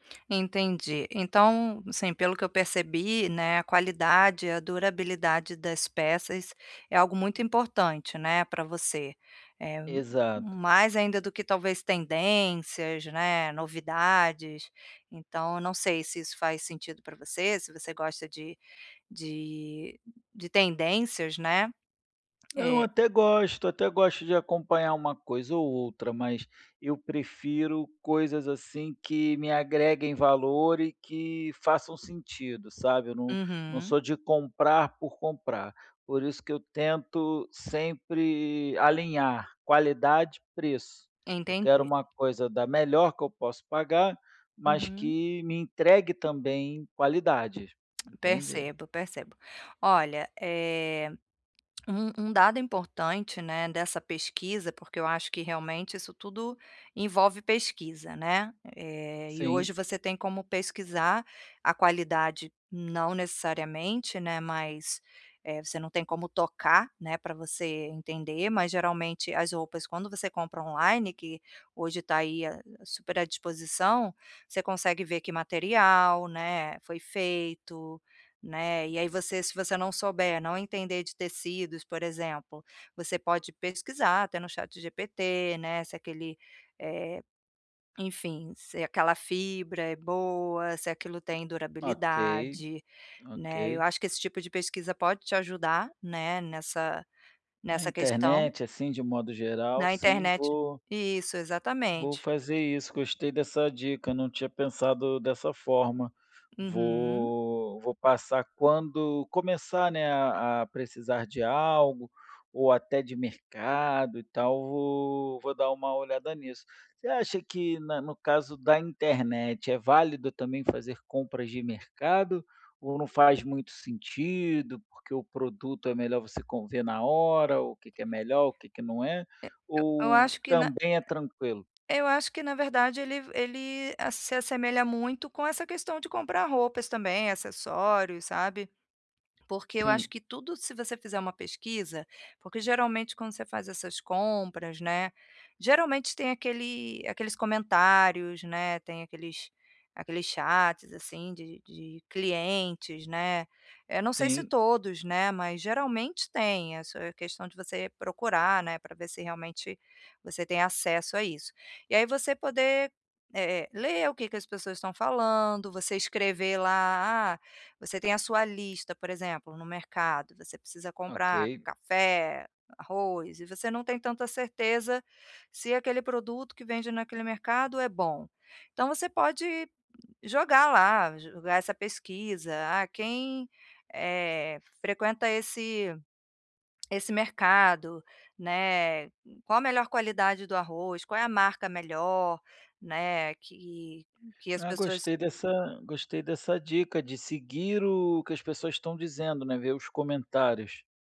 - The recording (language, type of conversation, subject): Portuguese, advice, Como posso comparar a qualidade e o preço antes de comprar?
- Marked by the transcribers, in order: tongue click; tapping; tongue click; tongue click; other background noise; in English: "chats"; tongue click